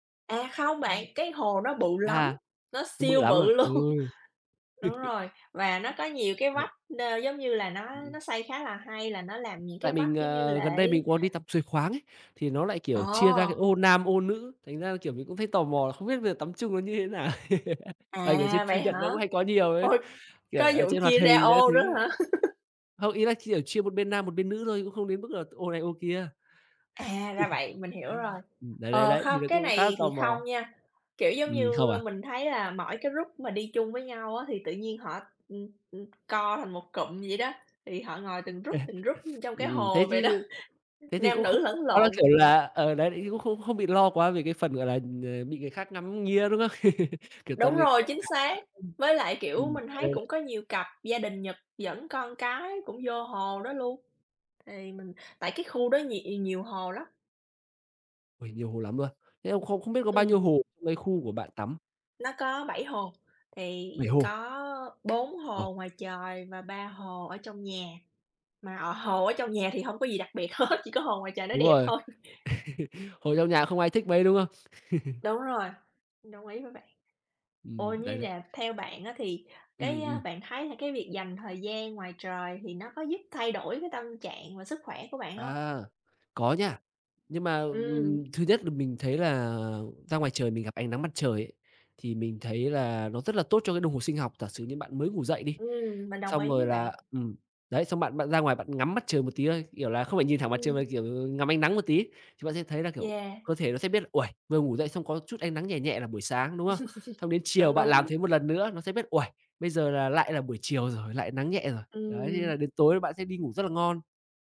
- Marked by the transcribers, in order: laughing while speaking: "luôn"; chuckle; other background noise; tapping; chuckle; laughing while speaking: "Ôi!"; laugh; chuckle; in English: "group"; chuckle; in English: "group"; in English: "group"; laughing while speaking: "đó"; chuckle; unintelligible speech; laughing while speaking: "hết"; chuckle; laughing while speaking: "thôi"; chuckle; chuckle
- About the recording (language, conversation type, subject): Vietnamese, unstructured, Thiên nhiên đã giúp bạn thư giãn trong cuộc sống như thế nào?